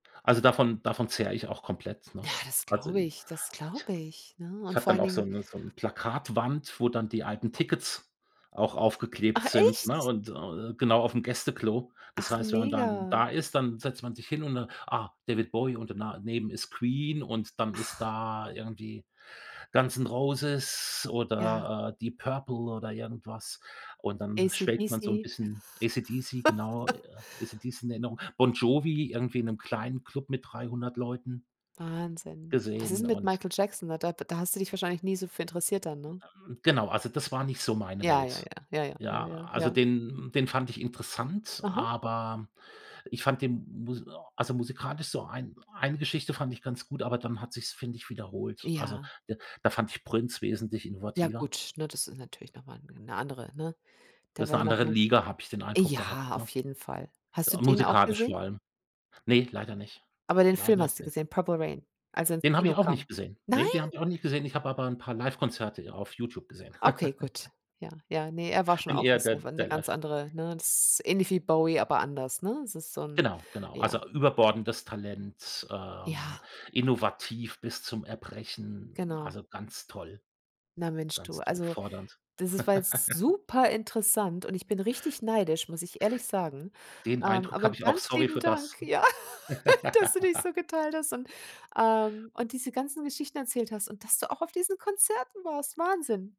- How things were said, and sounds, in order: other background noise; surprised: "Ach echt?"; chuckle; stressed: "ja"; surprised: "Nein?"; laugh; stressed: "super"; laugh; laughing while speaking: "ja"; chuckle; joyful: "dass du dich so geteilt hast"; laugh; joyful: "diesen Konzerten warst"
- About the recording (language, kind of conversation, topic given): German, podcast, Was macht für dich ein unvergessliches Live-Erlebnis aus?